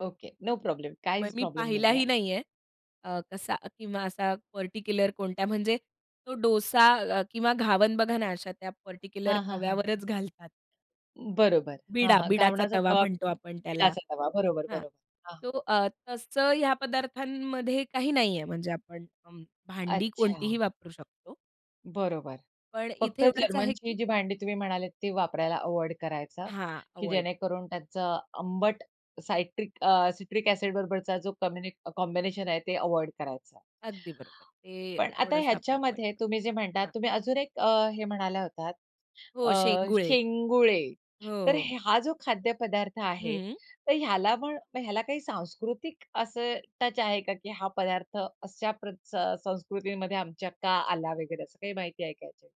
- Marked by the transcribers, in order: in English: "पार्टिक्युलर"; in English: "पार्टिक्युलर"; in English: "अव्हॉइड"; in English: "अव्हॉइड"; in English: "सायट्रिक"; in English: "सिट्रिक एसिड"; in English: "कॉम्बि कॉम्बिनेशन"; in English: "अव्हॉइड"; in English: "अव्हॉइड"; in English: "टच"
- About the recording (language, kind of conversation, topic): Marathi, podcast, तुझ्या संस्कृतीत खाद्यपदार्थांचं महत्त्व आणि भूमिका काय आहे?